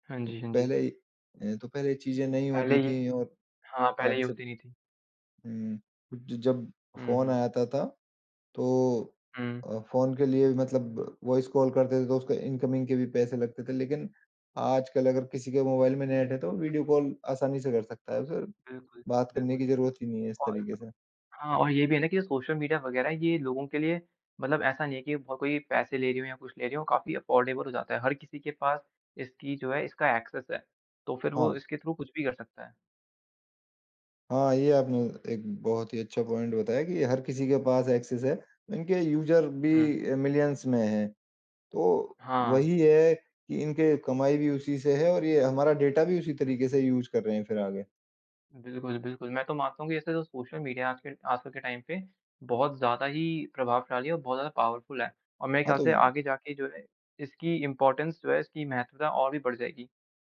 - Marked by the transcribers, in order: tapping; in English: "वॉइस कॉल"; in English: "इनकमिंग"; in English: "अफोर्डेबल"; in English: "एक्सेस"; in English: "थ्रू"; in English: "पॉइंट"; in English: "एक्सेस"; in English: "यूज़र"; in English: "मिलियंस"; in English: "यूज़"; in English: "टाइम"; in English: "पॉवरफुल"; in English: "इम्पोर्टेंस"
- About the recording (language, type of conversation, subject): Hindi, unstructured, सोशल मीडिया के साथ आपका रिश्ता कैसा है?